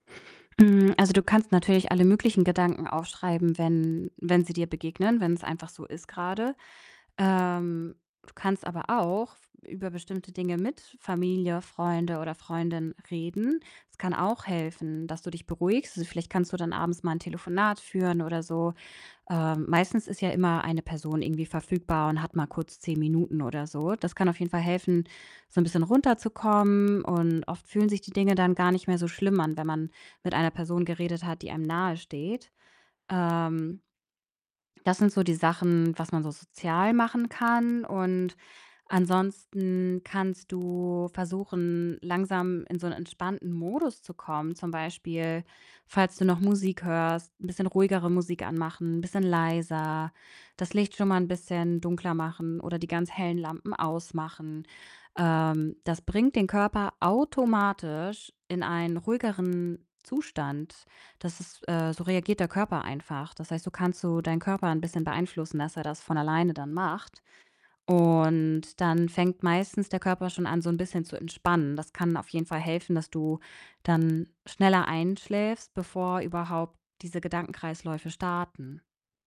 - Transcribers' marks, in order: distorted speech; stressed: "automatisch"; drawn out: "Und"
- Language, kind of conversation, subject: German, advice, Wie kann ich zur Ruhe kommen, wenn meine Gedanken vor dem Einschlafen kreisen?